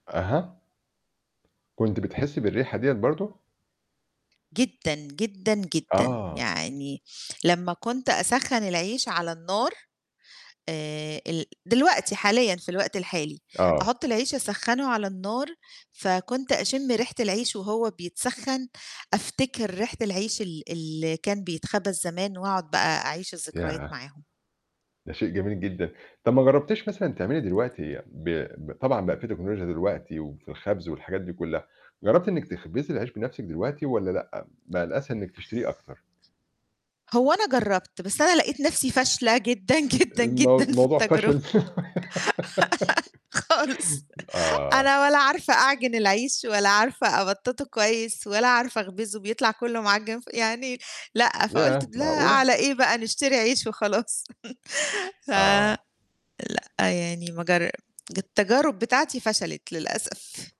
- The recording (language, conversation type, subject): Arabic, podcast, إيه أكتر ذكرى بتفتكرها أول ما تشم ريحة خبز الفرن؟
- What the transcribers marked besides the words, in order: tapping; laughing while speaking: "جدًا، جدًا في التجربة خالص"; laugh; chuckle; static